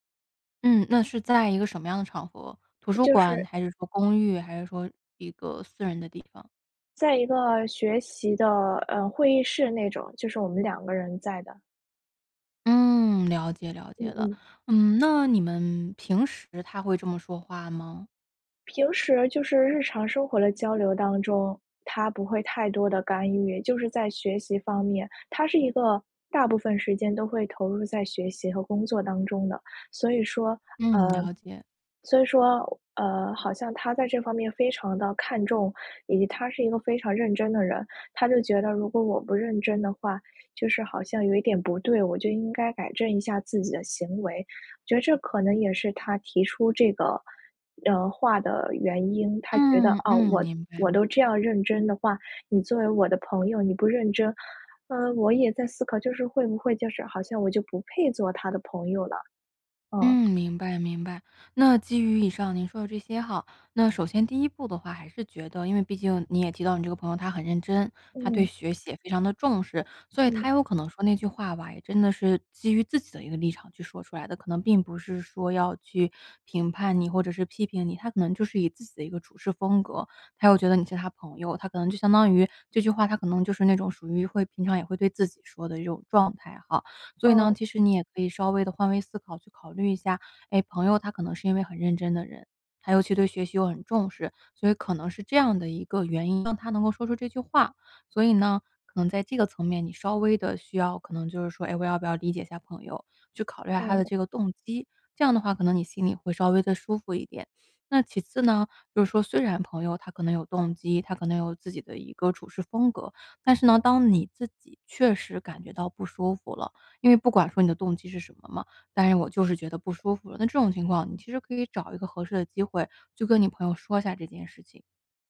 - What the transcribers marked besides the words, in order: none
- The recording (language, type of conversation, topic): Chinese, advice, 朋友对我某次行为作出严厉评价让我受伤，我该怎么面对和沟通？